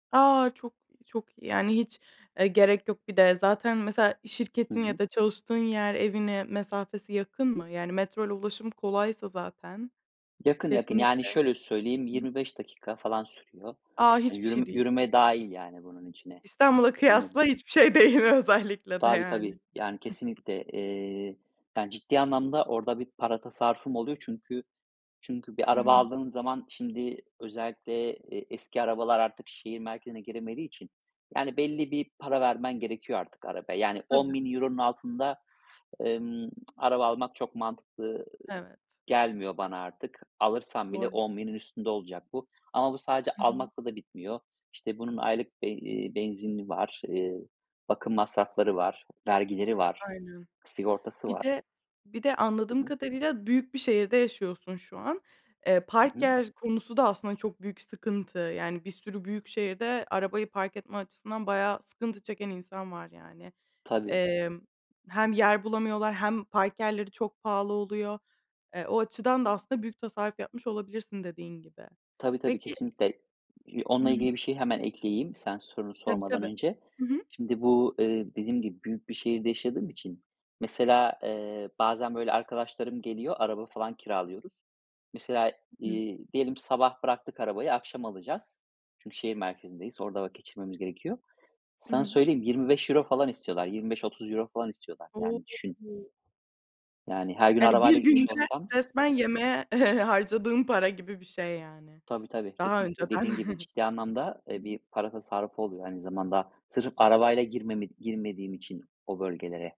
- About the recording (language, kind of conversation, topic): Turkish, podcast, Para tasarrufu yapmak için evde neler yaparsın ve hangi alışkanlıklarını değiştirirsin?
- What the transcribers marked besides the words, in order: laughing while speaking: "İstanbul'a kıyasla hiçbir şey değil özellikle de, yani"; other background noise; inhale; lip smack; tapping; surprised: "O!"; chuckle; chuckle